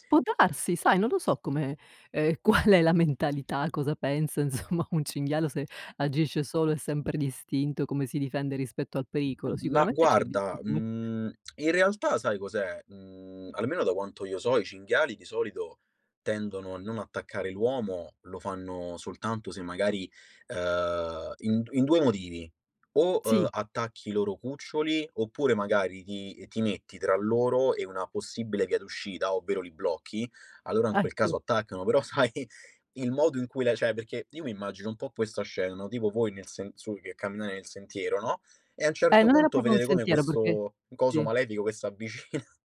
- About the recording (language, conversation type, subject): Italian, podcast, Qual è stata la tua esperienza di incontro con animali selvatici durante un’escursione?
- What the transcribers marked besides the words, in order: laughing while speaking: "qual è"; laughing while speaking: "insomma"; tapping; laughing while speaking: "sai"; "cioè" said as "ceh"; laughing while speaking: "s'avvicina"